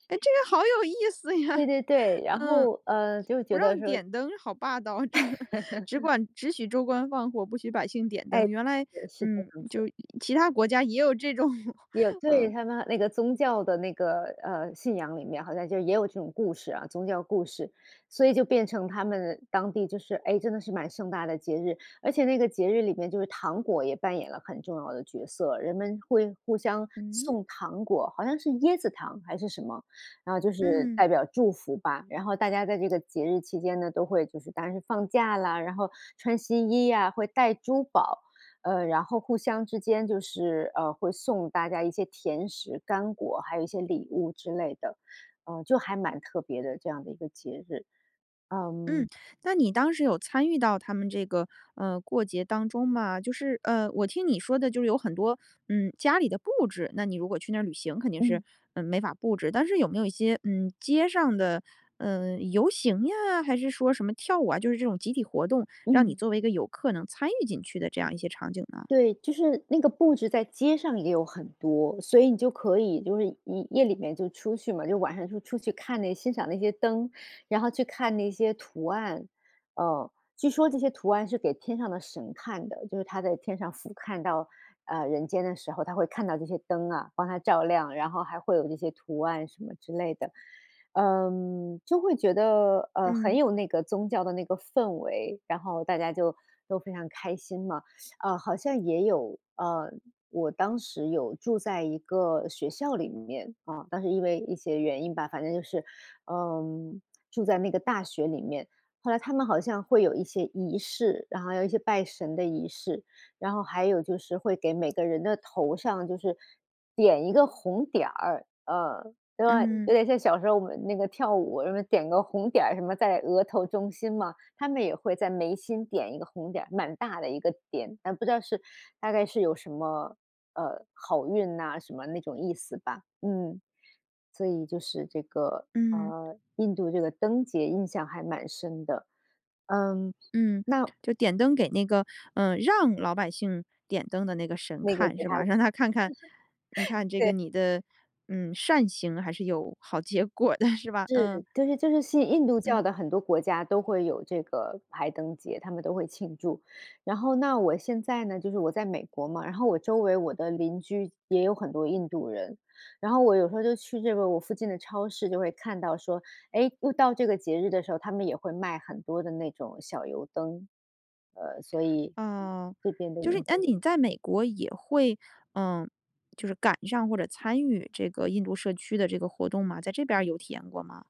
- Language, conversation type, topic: Chinese, podcast, 旅行中你最有趣的节日经历是什么？
- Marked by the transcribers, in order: laughing while speaking: "这个好有意思呀，嗯"; laugh; laughing while speaking: "只管"; other background noise; laugh; laughing while speaking: "嗯"; laughing while speaking: "有"; laughing while speaking: "欣赏那些灯"; laughing while speaking: "照亮"; laughing while speaking: "让他看看"; laugh; laughing while speaking: "对"; laughing while speaking: "好结果的，是吧？"; unintelligible speech